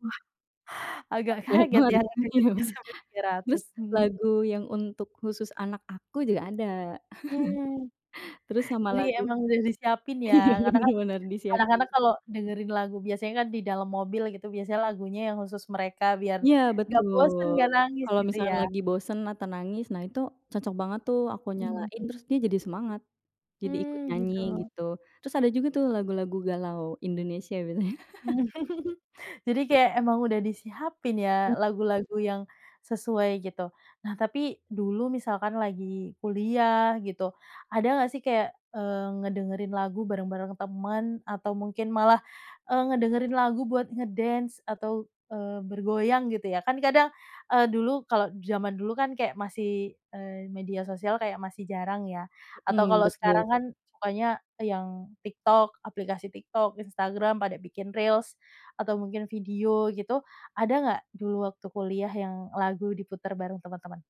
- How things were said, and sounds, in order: laugh; chuckle; laughing while speaking: "iya bener bener"; other background noise; tapping; laugh
- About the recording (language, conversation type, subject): Indonesian, podcast, Musik apa yang belakangan ini paling sering kamu putar?